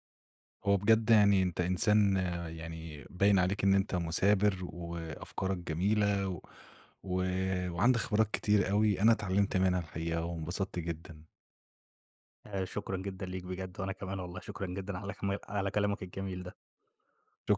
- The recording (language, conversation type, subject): Arabic, podcast, إزاي تتعامل مع المثالية الزيادة اللي بتعطّل الفلو؟
- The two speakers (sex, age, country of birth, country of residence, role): male, 25-29, Egypt, Egypt, guest; male, 25-29, Egypt, Egypt, host
- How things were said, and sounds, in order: none